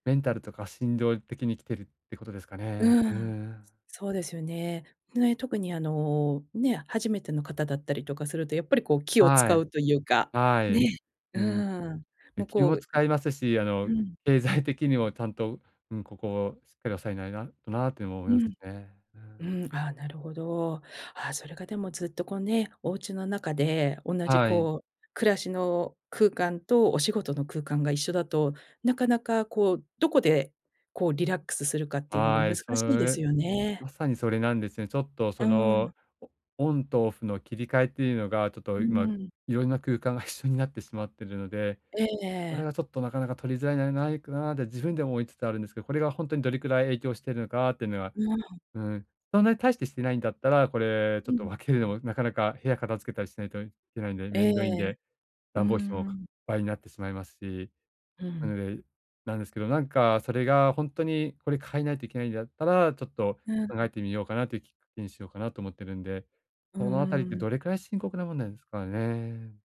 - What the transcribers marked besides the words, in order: laughing while speaking: "経済的にも"; laughing while speaking: "一緒になって"
- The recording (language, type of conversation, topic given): Japanese, advice, 家で効果的に休息するにはどうすればよいですか？